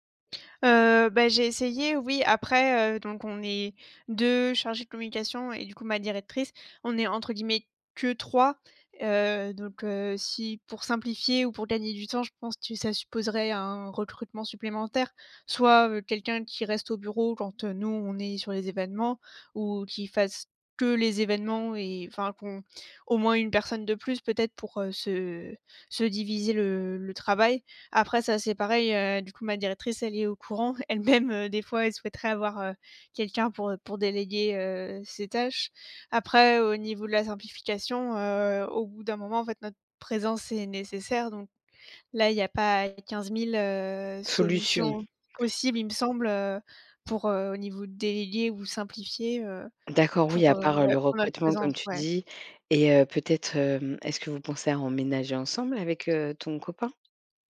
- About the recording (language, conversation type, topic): French, advice, Comment puis-je rétablir un équilibre entre ma vie professionnelle et ma vie personnelle pour avoir plus de temps pour ma famille ?
- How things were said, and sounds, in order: stressed: "que"; laughing while speaking: "elle-même"